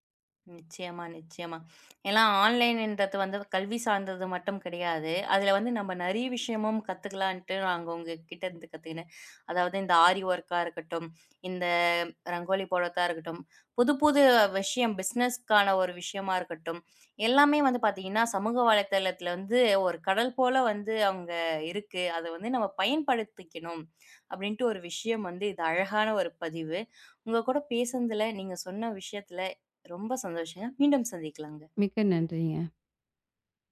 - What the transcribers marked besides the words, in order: in English: "ஆன்லைனுன்றது"; in English: "ஆரி வொர்கா"; tapping; in English: "பிஸ்னெஸ்க்கான"
- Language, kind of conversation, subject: Tamil, podcast, ஆன்லைன் கல்வியின் சவால்களையும் வாய்ப்புகளையும் எதிர்காலத்தில் எப்படிச் சமாளிக்கலாம்?